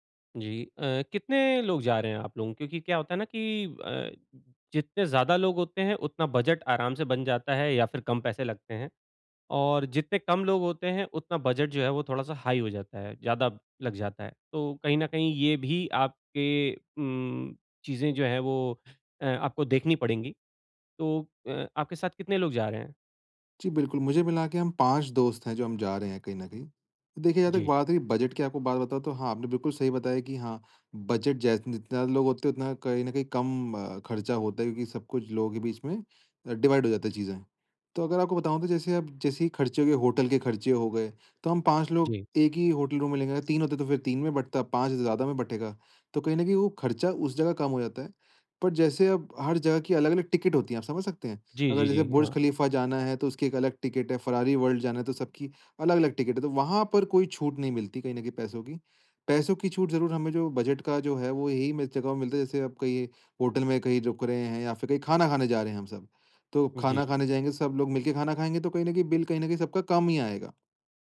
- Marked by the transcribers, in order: in English: "हाई"; in English: "डिवाइड"; in English: "रूम"
- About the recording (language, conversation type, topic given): Hindi, advice, सीमित समय में मैं अधिक स्थानों की यात्रा कैसे कर सकता/सकती हूँ?